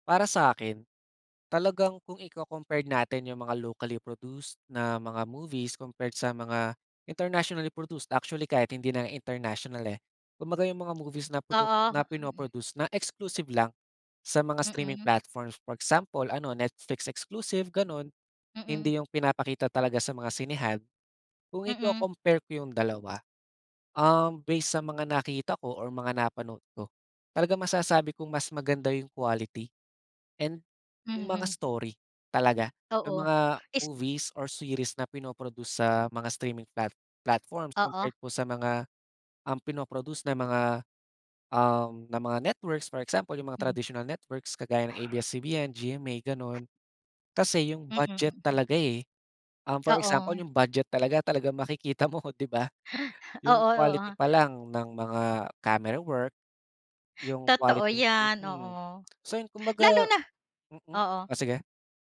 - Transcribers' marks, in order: tapping; in English: "streaming platforms"; other background noise; in English: "streaming plat platforms compared"; in English: "traditional networks"; chuckle; chuckle; gasp; tongue click
- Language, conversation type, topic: Filipino, podcast, Ano ang palagay mo sa panonood sa internet kumpara sa tradisyonal na telebisyon?